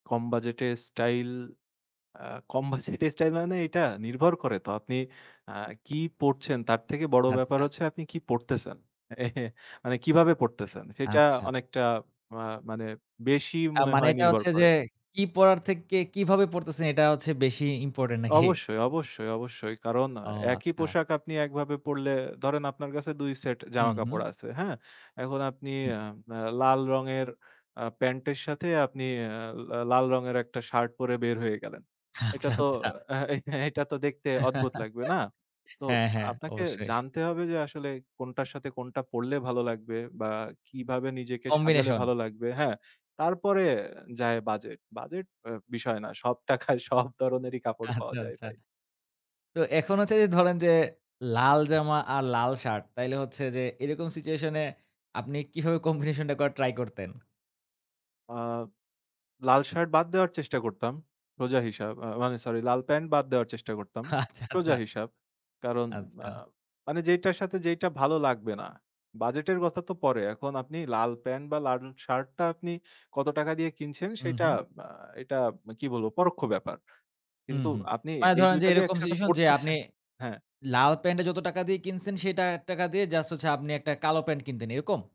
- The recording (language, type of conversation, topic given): Bengali, podcast, কম বাজেটে স্টাইল দেখাতে তুমি কী করো?
- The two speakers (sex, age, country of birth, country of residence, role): male, 20-24, Bangladesh, Bangladesh, host; male, 25-29, Bangladesh, Bangladesh, guest
- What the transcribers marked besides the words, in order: chuckle; other background noise; laughing while speaking: "আচ্ছা, আচ্ছা"; laughing while speaking: "এটা তো এহে অ্যা এটা তো দেখতে"; chuckle; in English: "combination"; laughing while speaking: "সব টাকায় সব ধরনেরই কাপড় পাওয়া যায় ভাই"; laughing while speaking: "আচ্ছা, আচ্ছা"; in English: "combination"; laughing while speaking: "আচ্ছা, আচ্ছা"; "লাল" said as "লান"